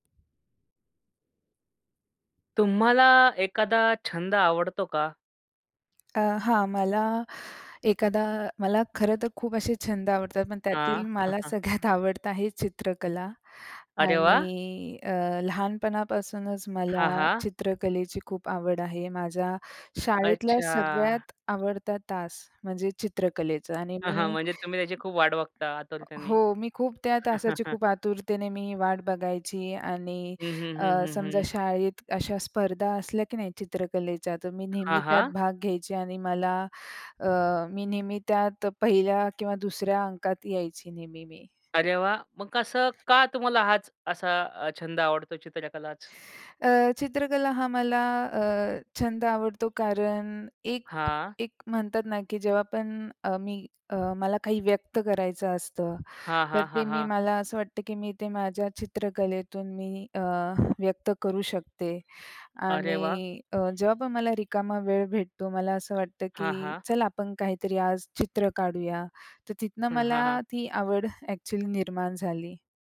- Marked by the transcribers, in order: other background noise; chuckle; laughing while speaking: "आवडतं"; tapping; chuckle; other noise
- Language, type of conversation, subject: Marathi, podcast, तुम्हाला कोणता छंद सर्वात जास्त आवडतो आणि तो का आवडतो?